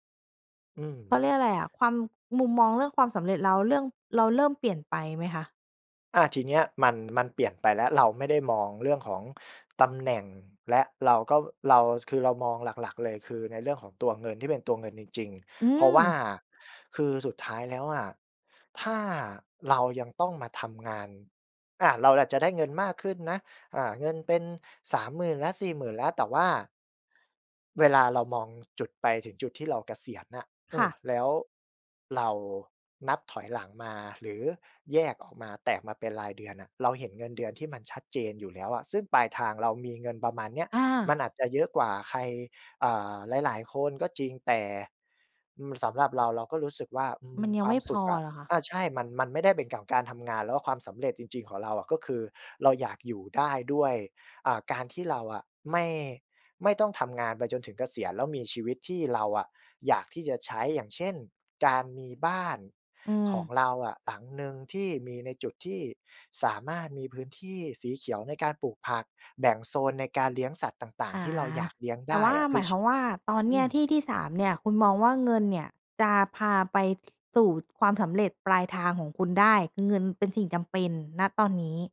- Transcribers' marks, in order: none
- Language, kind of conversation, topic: Thai, podcast, คุณวัดความสำเร็จด้วยเงินเพียงอย่างเดียวหรือเปล่า?